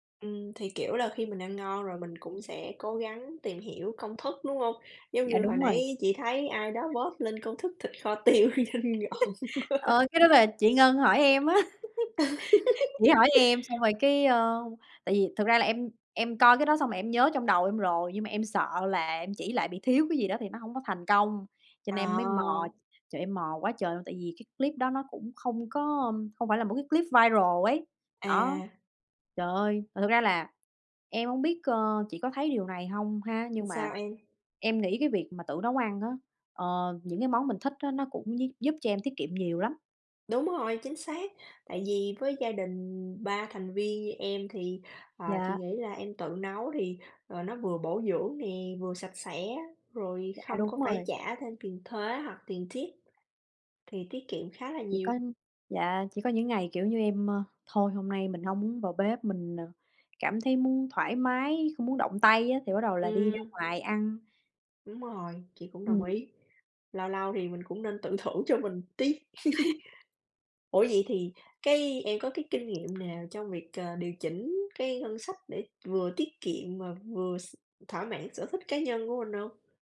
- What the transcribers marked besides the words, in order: in English: "post"; tapping; laugh; laughing while speaking: "tiêu nhìn ngon quá"; laughing while speaking: "á"; laugh; other background noise; laugh; in English: "viral"; laugh
- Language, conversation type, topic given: Vietnamese, unstructured, Bạn làm gì để cân bằng giữa tiết kiệm và chi tiêu cho sở thích cá nhân?